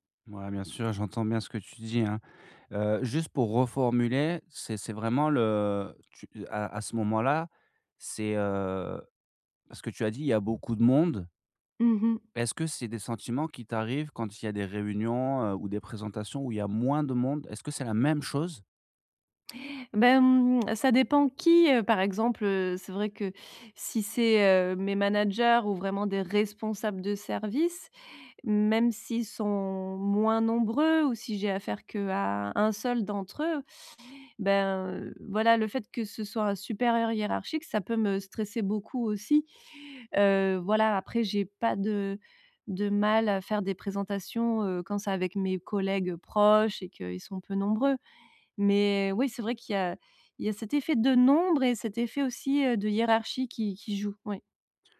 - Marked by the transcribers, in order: stressed: "moins"; stressed: "même"
- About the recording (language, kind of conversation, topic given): French, advice, Comment réduire rapidement une montée soudaine de stress au travail ou en public ?